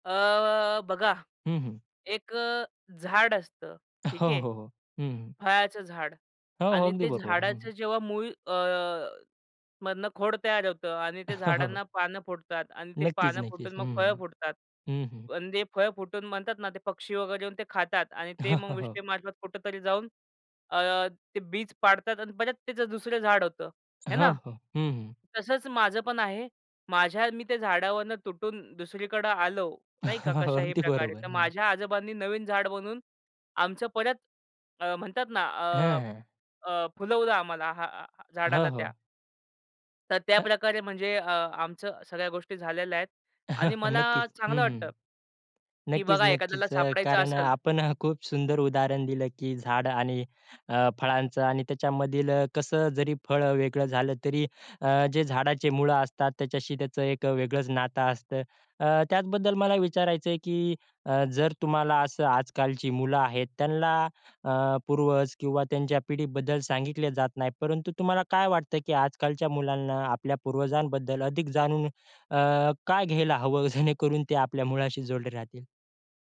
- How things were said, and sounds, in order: drawn out: "अ"; laughing while speaking: "हो, हो"; laughing while speaking: "हो"; laugh; other background noise; laughing while speaking: "अगदी बरोबर"; laugh; laughing while speaking: "जेणेकरून"
- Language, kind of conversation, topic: Marathi, podcast, तुमच्या वडिलांच्या किंवा आजोबांच्या मूळ गावाबद्दल तुम्हाला काय माहिती आहे?